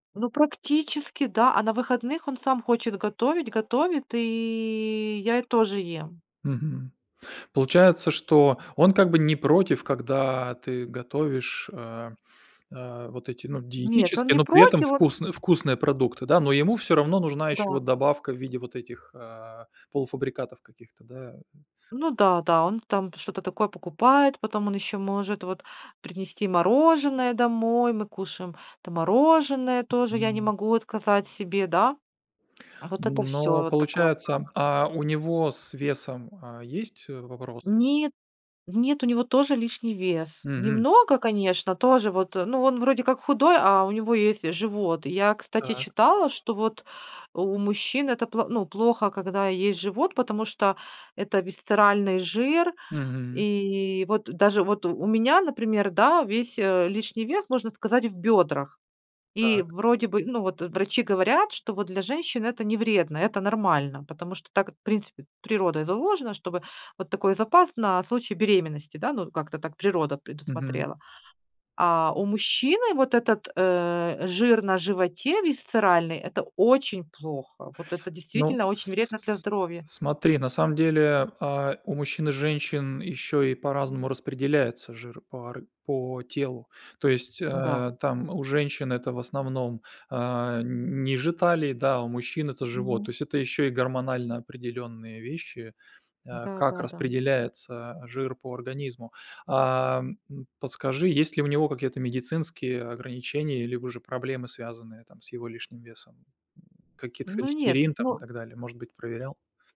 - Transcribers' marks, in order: tapping; other background noise
- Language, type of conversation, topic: Russian, advice, Как решить конфликт с партнёром из-за разных пищевых привычек?